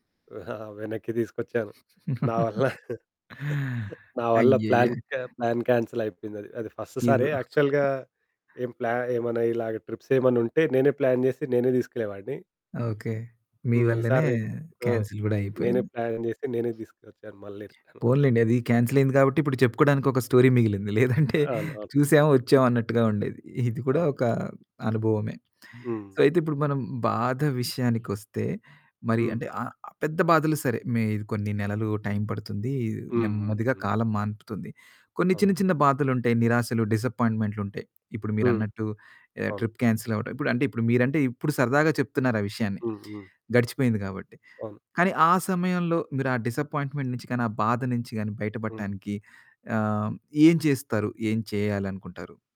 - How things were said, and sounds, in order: chuckle; in English: "ప్లాన్"; in English: "ప్లాన్ కాన్సెల్"; in English: "ఫస్ట్"; in English: "యాక్చువల్‌గా"; other background noise; in English: "ట్రిప్స్"; in English: "ప్లాన్"; in English: "క్యాన్సల్"; in English: "ప్లాన్"; in English: "రిటర్న్"; in English: "కాన్సెల్"; in English: "స్టోరీ"; laughing while speaking: "లేదంటే"; in English: "సో"; in English: "ట్రిప్ కాన్సెల్"; in English: "డిసప్పాయింట్‌మెంట్"
- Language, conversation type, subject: Telugu, podcast, పాత బాధలను విడిచిపెట్టేందుకు మీరు ఎలా ప్రయత్నిస్తారు?